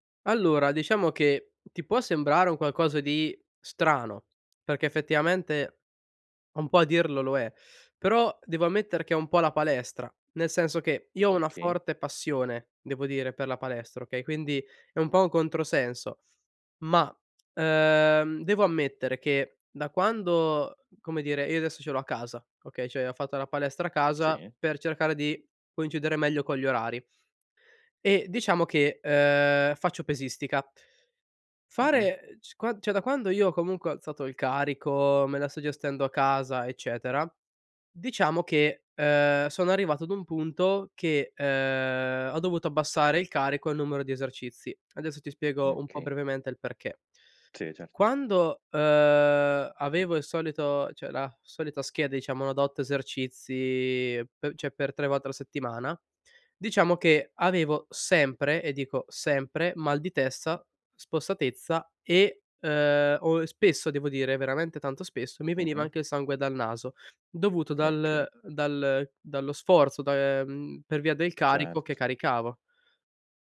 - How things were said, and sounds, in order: "diciamo" said as "iciamo"
- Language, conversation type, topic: Italian, advice, Come posso gestire un carico di lavoro eccessivo e troppe responsabilità senza sentirmi sopraffatto?